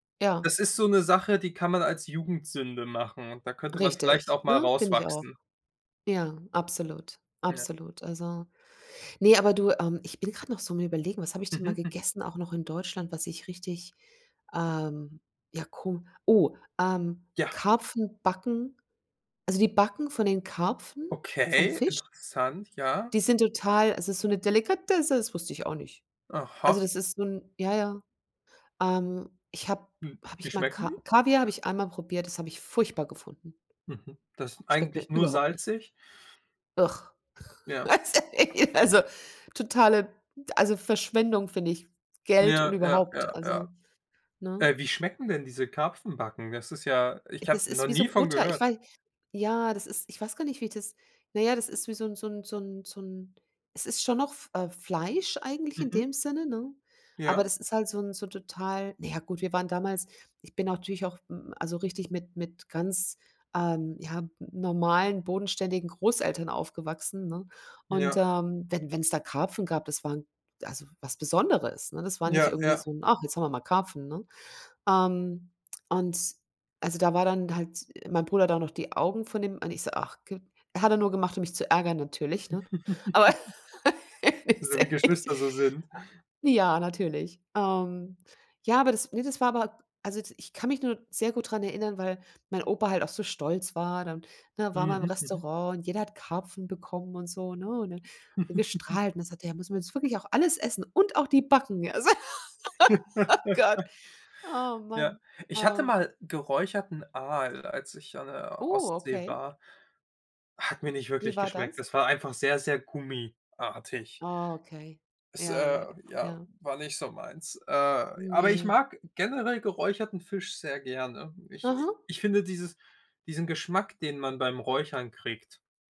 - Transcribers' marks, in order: other background noise; laugh; laughing while speaking: "ist ja eh"; tapping; chuckle; laugh; laughing while speaking: "der ist echt"; chuckle; laugh; laughing while speaking: "oh Gott"
- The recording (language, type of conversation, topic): German, unstructured, Was war bisher dein ungewöhnlichstes Esserlebnis?